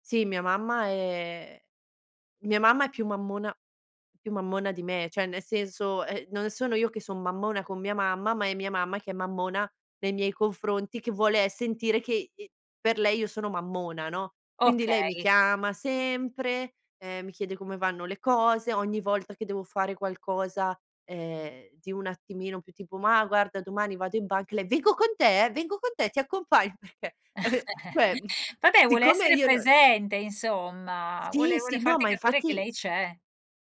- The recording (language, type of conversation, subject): Italian, podcast, Che cosa significa essere indipendenti per la tua generazione, rispetto a quella dei tuoi genitori?
- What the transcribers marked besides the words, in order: "cioè" said as "ceh"; put-on voice: "Vengo con te? Vengo con te, ti accompagn"; laughing while speaking: "perchè"; chuckle